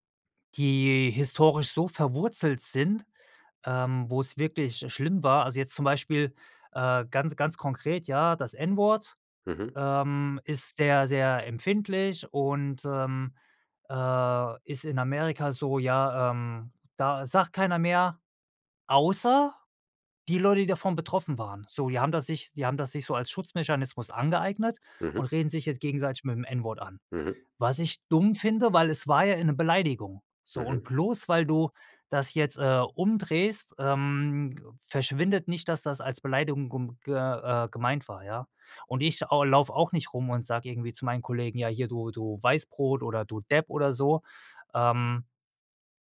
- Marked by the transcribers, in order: stressed: "außer"
- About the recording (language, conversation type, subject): German, podcast, Wie gehst du mit kultureller Aneignung um?